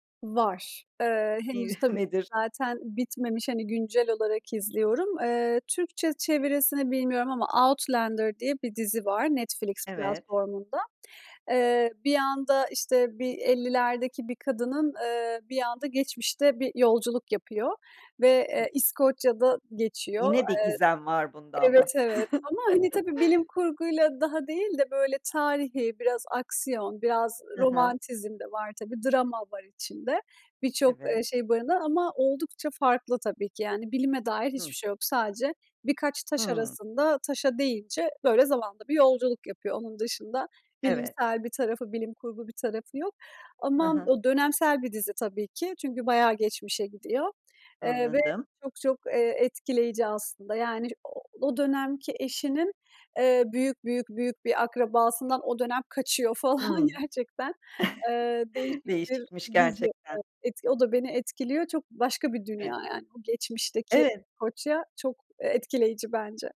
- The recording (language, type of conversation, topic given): Turkish, podcast, Hangi dizi seni bambaşka bir dünyaya sürükledi, neden?
- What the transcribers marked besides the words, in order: chuckle; other background noise; chuckle; laughing while speaking: "falan, gerçekten"; chuckle; unintelligible speech